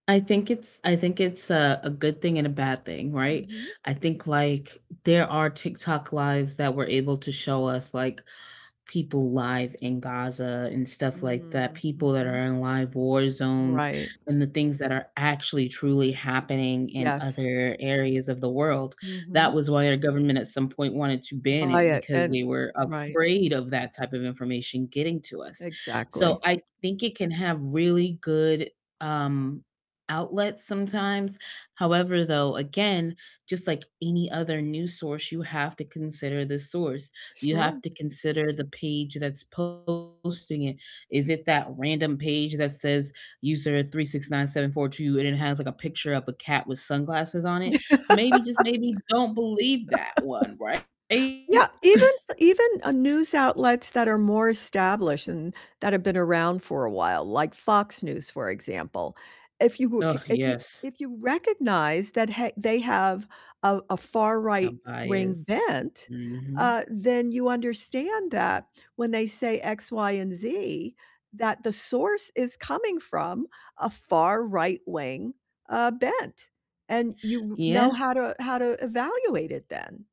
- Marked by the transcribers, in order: distorted speech; laugh; other background noise; chuckle
- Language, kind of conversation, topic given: English, unstructured, How can individuals help stop the spread of false information?